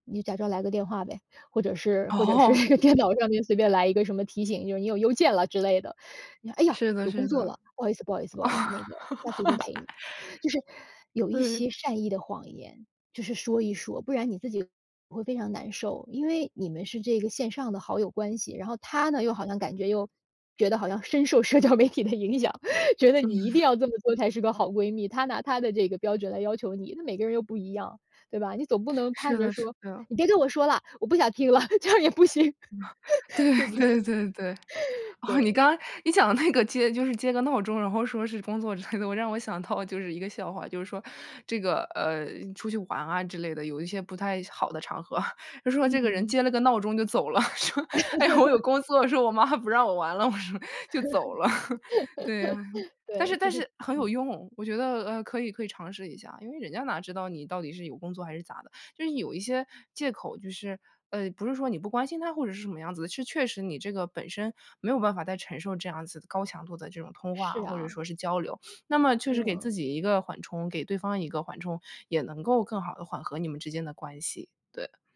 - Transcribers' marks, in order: chuckle; laughing while speaking: "电脑"; laugh; laughing while speaking: "社交媒体的影响"; laugh; laughing while speaking: "对 对 对 对。哦，你刚 你讲的 … 是工作之类的"; laugh; laughing while speaking: "这样也不行，对不对？"; laugh; chuckle; chuckle; laughing while speaking: "说：哎，我有工作。说：我妈不让我玩了。我说"; laugh; laugh; chuckle
- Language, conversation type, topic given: Chinese, advice, 我该如何向别人清楚表达自己的界限和承受范围？